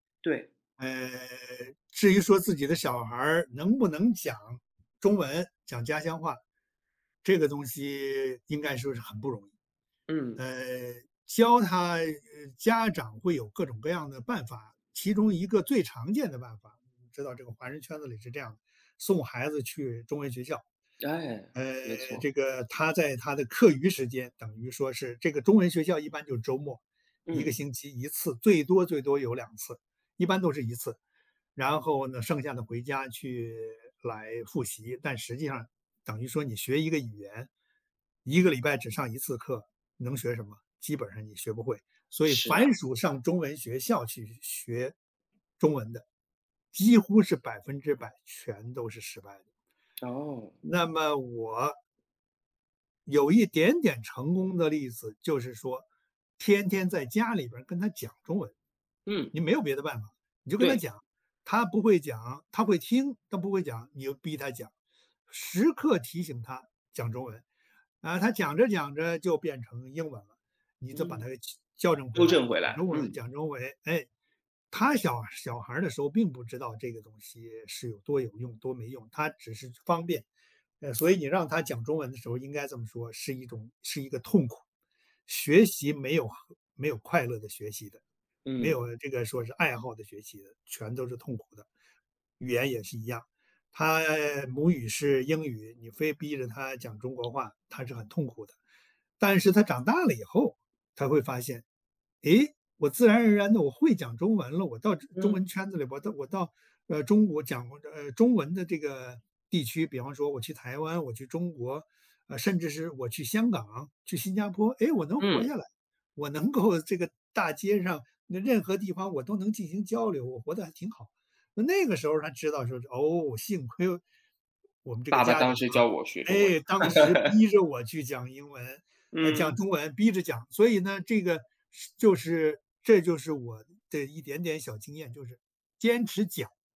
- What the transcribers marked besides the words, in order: "就" said as "揍"; tapping; laughing while speaking: "能够"; laugh
- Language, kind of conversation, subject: Chinese, podcast, 你是怎么教孩子说家乡话或讲家族故事的？